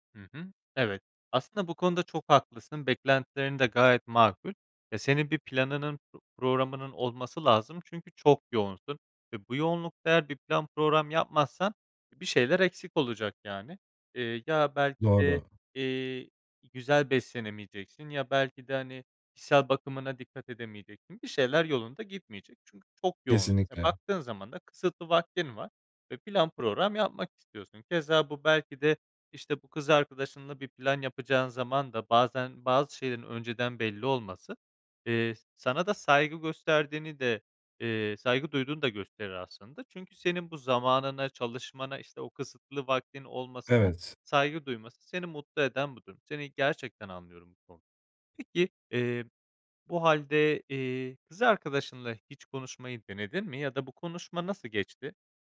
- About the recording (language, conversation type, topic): Turkish, advice, Yeni tanıştığım biriyle iletişim beklentilerimi nasıl net bir şekilde konuşabilirim?
- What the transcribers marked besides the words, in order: other background noise; "programının" said as "puroğramının"; "program" said as "puroğram"; tapping; "program" said as "puroğram"